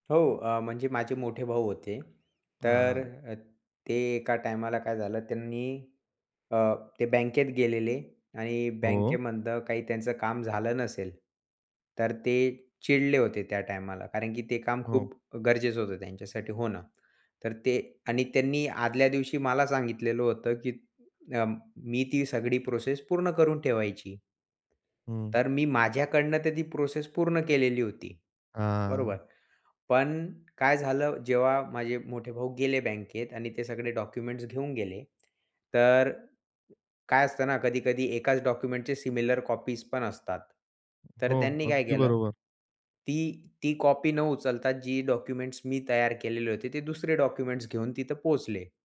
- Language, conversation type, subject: Marathi, podcast, तात्पुरते शांत होऊन नंतर बोलणं किती फायदेशीर असतं?
- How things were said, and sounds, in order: tapping; other background noise; other noise